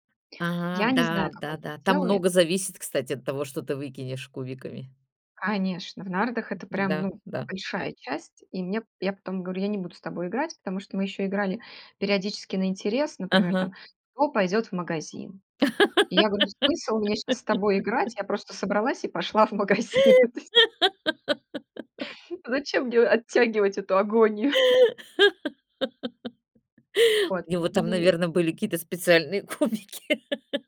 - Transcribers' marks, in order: tapping; other background noise; laugh; laugh; laughing while speaking: "магазин"; chuckle; laughing while speaking: "Зачем мне оттягивать эту агонию?"; laugh; laughing while speaking: "кубики"; laugh
- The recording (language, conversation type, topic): Russian, podcast, Почему тебя притягивают настольные игры?